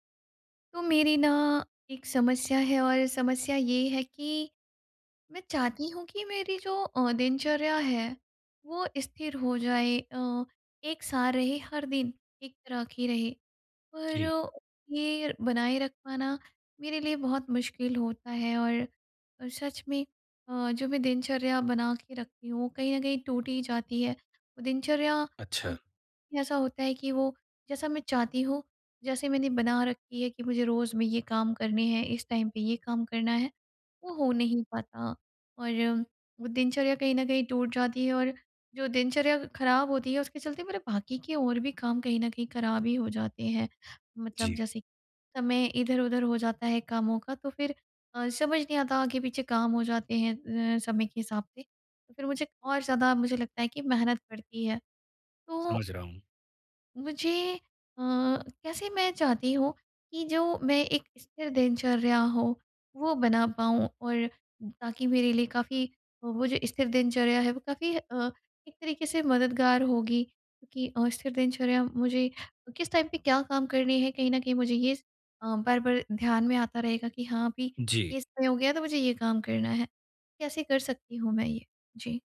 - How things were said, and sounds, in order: in English: "टाइम"; in English: "टाइम"
- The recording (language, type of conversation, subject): Hindi, advice, मैं रोज़ एक स्थिर दिनचर्या कैसे बना सकता/सकती हूँ और उसे बनाए कैसे रख सकता/सकती हूँ?